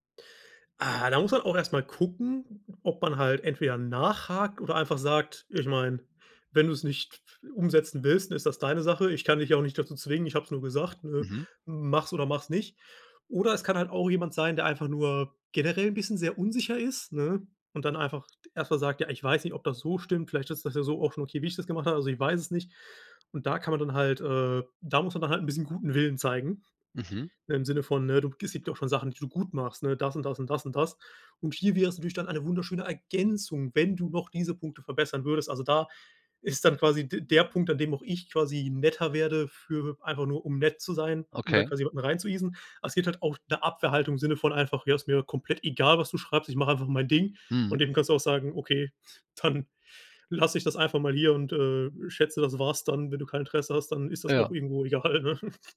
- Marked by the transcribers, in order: other noise; in English: "reinzueasen"; laughing while speaking: "egal, ne?"; chuckle
- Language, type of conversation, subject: German, podcast, Wie gibst du Feedback, das wirklich hilft?